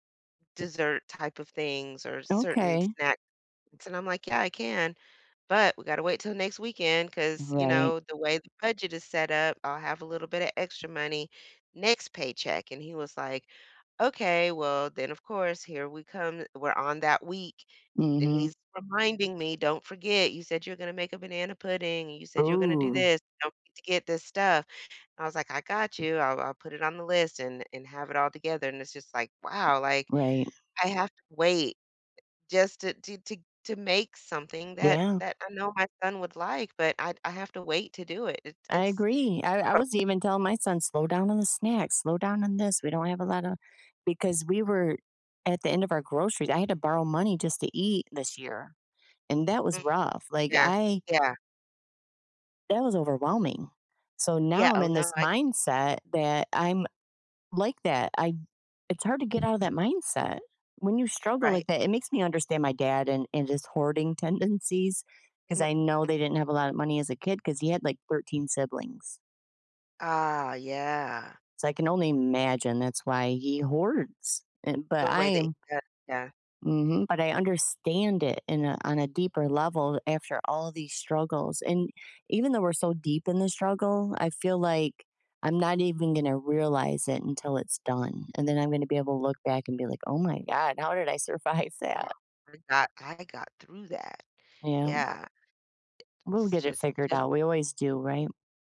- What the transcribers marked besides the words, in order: tapping; unintelligible speech; unintelligible speech; laughing while speaking: "survive"; unintelligible speech
- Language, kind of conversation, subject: English, unstructured, How can I notice how money quietly influences my daily choices?